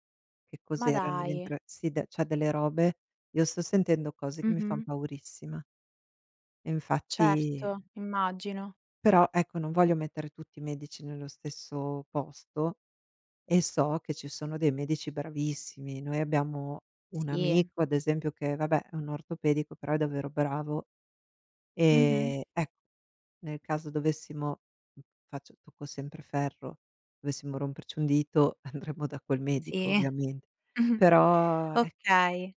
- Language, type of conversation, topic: Italian, advice, Come posso affrontare una diagnosi medica incerta e l’ansia legata alle scelte da fare?
- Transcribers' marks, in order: "cioè" said as "ceh"; tapping; laughing while speaking: "Mh-mh"